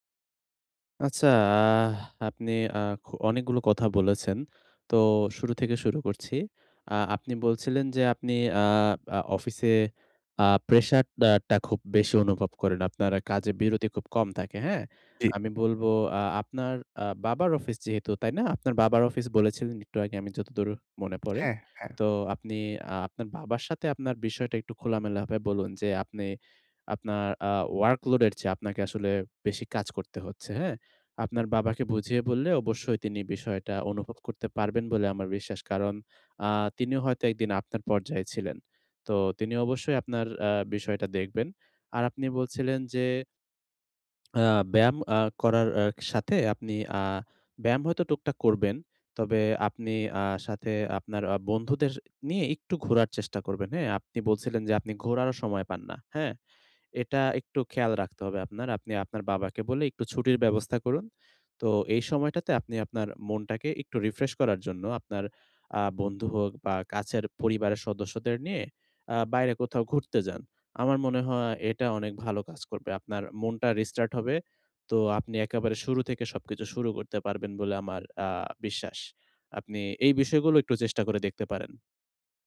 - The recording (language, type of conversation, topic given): Bengali, advice, আপনি উদ্বিগ্ন হলে কীভাবে দ্রুত মনোযোগ ফিরিয়ে আনতে পারেন?
- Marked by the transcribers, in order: "প্রেশার" said as "প্রেশাট"; tapping; "ভাবে" said as "হাবে"; in English: "রিস্টার্ট"